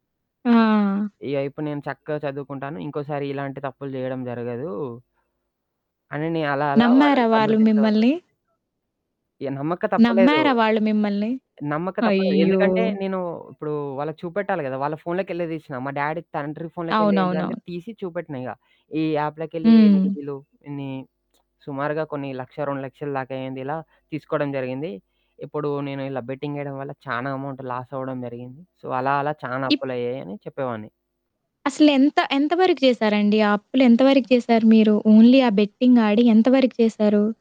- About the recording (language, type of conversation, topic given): Telugu, podcast, మీ గత తప్పుల నుంచి మీరు నేర్చుకున్న అత్యంత ముఖ్యమైన పాఠం ఏమిటి?
- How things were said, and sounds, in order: static; background speech; in English: "డ్యాడీ"; lip smack; in English: "బెట్టింగ్"; in English: "అమౌంట్ లాస్"; in English: "సో"; in English: "ఓన్లీ"; in English: "బెట్టింగ్"